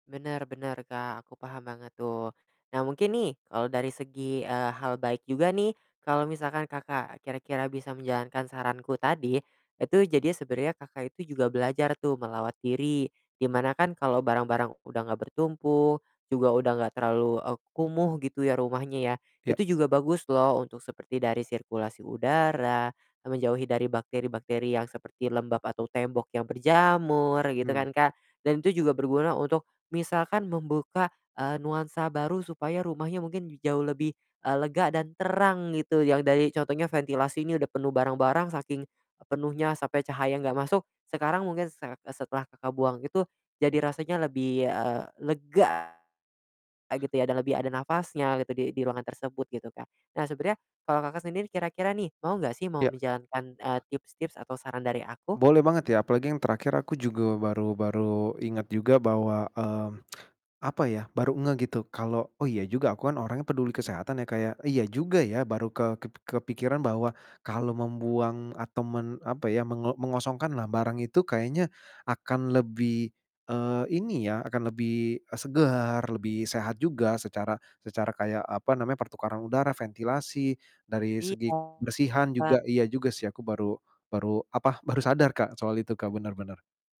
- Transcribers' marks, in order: distorted speech; tapping; tsk
- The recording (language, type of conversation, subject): Indonesian, advice, Bagaimana rumah yang penuh barang membuat Anda stres, dan mengapa Anda sulit melepaskan barang-barang yang bernilai sentimental?